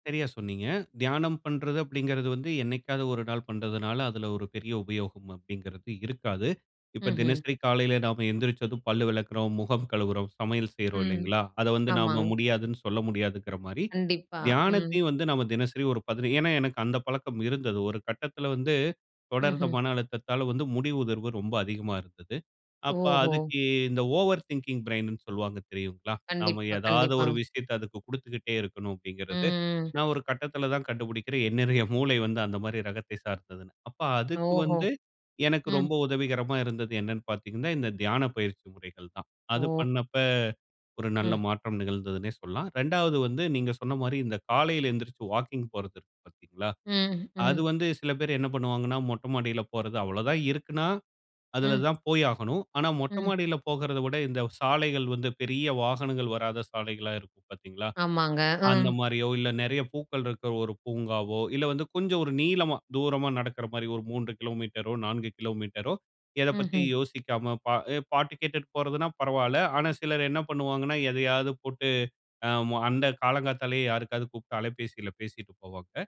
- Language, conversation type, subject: Tamil, podcast, உங்கள் உடலுக்கு உண்மையில் ஓய்வு தேவைப்படுகிறதா என்பதை எப்படித் தீர்மானிக்கிறீர்கள்?
- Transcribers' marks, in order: in English: "ஓவர் திங்கிங் பிரெயின்னு"